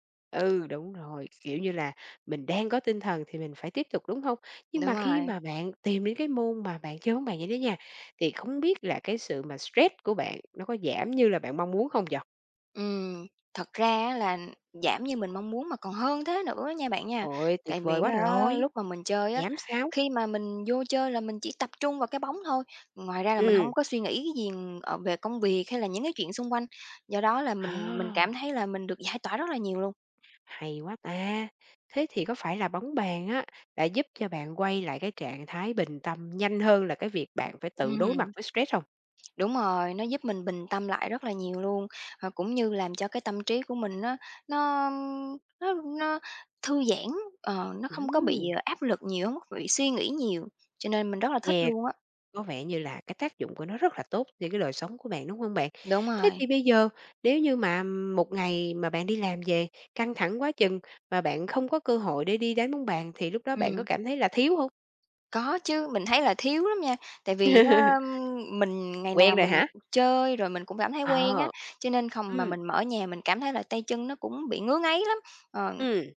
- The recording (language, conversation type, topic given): Vietnamese, podcast, Sở thích giúp bạn giải tỏa căng thẳng như thế nào?
- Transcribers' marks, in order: tapping; other background noise; chuckle; unintelligible speech; "không" said as "khòng"